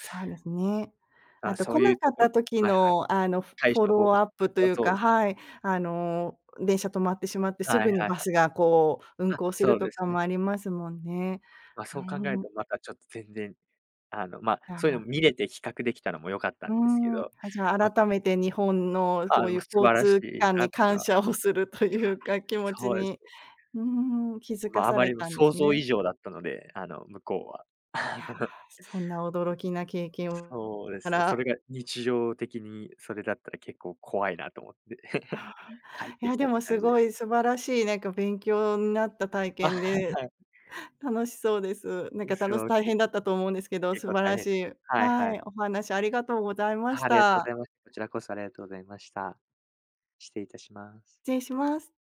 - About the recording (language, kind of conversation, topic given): Japanese, podcast, 一番忘れられない旅の出来事は何ですか？
- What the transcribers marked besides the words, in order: chuckle; unintelligible speech; chuckle